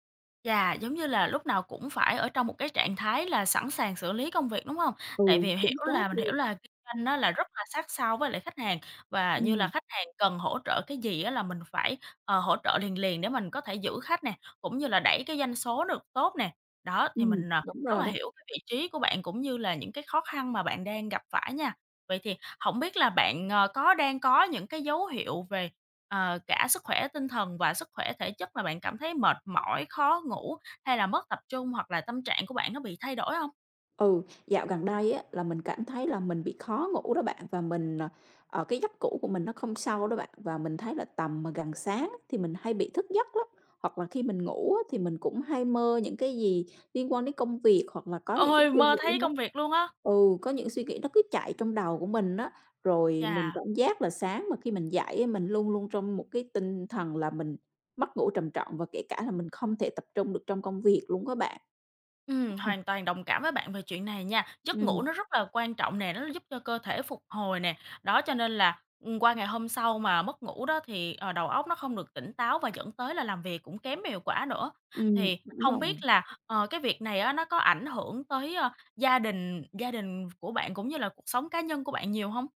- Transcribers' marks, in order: other background noise; tapping
- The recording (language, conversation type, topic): Vietnamese, advice, Bạn cảm thấy thế nào khi công việc quá tải khiến bạn lo sợ bị kiệt sức?
- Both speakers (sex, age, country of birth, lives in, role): female, 25-29, Vietnam, Vietnam, advisor; female, 35-39, Vietnam, Vietnam, user